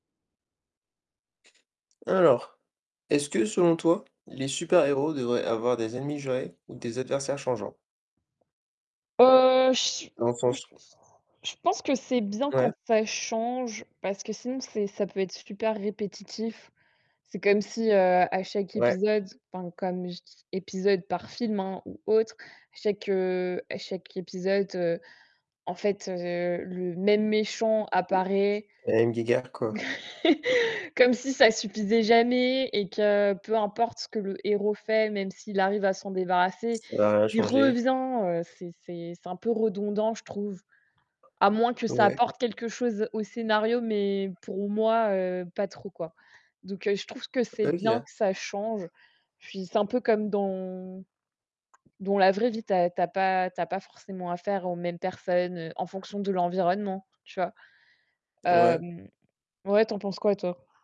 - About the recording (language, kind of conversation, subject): French, unstructured, Les super-héros devraient-ils avoir des ennemis jurés ou des adversaires qui changent au fil du temps ?
- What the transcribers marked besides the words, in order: tapping; distorted speech; unintelligible speech; other background noise; chuckle; stressed: "revient"